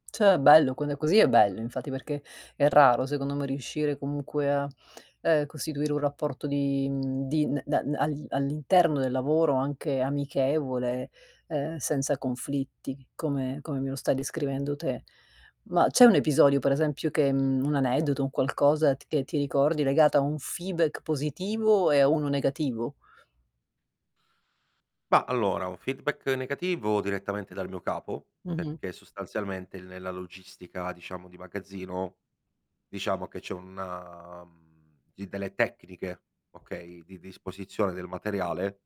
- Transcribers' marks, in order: other background noise; tapping; in English: "feedback"; static; in English: "feedback"; drawn out: "una"
- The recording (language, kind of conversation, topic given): Italian, podcast, Che cosa cerchi in un buon feedback?